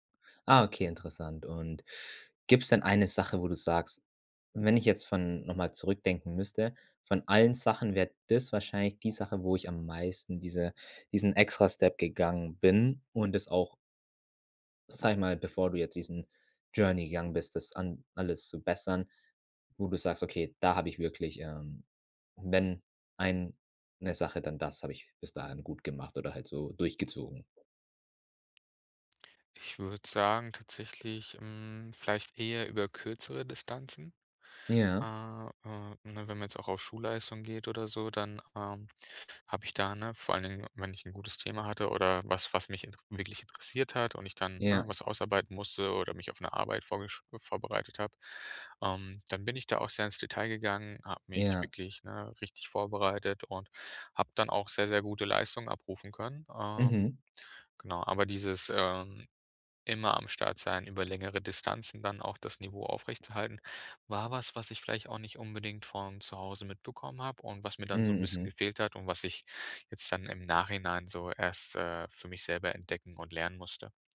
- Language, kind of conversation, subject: German, podcast, Welche Gewohnheit stärkt deine innere Widerstandskraft?
- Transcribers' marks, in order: in English: "Journey"